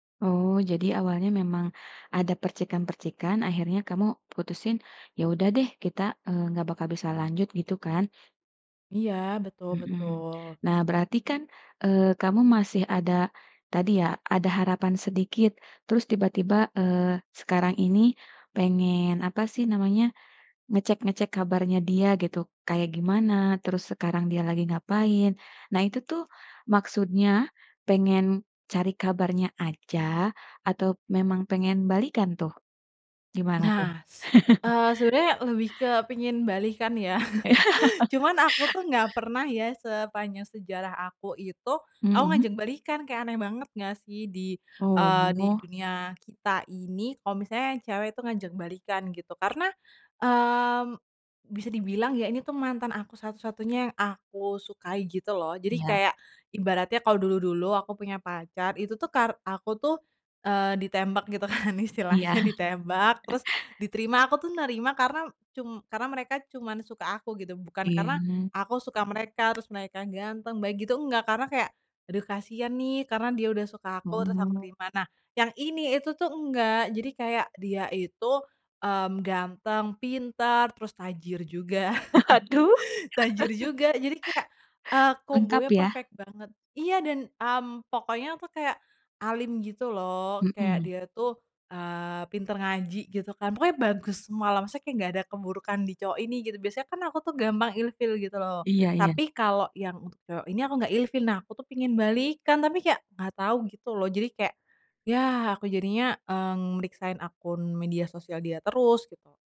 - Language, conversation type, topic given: Indonesian, advice, Bagaimana cara berhenti terus-menerus memeriksa akun media sosial mantan dan benar-benar bisa move on?
- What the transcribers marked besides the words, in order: tapping; laugh; chuckle; laughing while speaking: "Iya"; laugh; laughing while speaking: "kan"; chuckle; chuckle; laughing while speaking: "Aduh"; chuckle